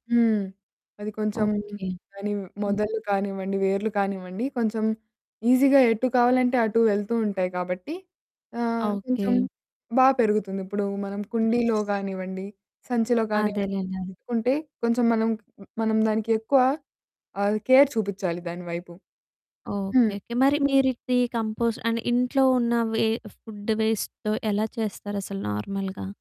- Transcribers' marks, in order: in English: "ఈజీగా"; distorted speech; in English: "నైస్"; in English: "కేర్"; in English: "కంపోస్ట్ అండ్"; in English: "ఫుడ్ వేస్ట్‌తో"; in English: "నార్మల్‌గా?"
- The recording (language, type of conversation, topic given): Telugu, podcast, ఇంట్లో కంపోస్టు తయారు చేయడం మొదలు పెట్టాలంటే నేను ఏం చేయాలి?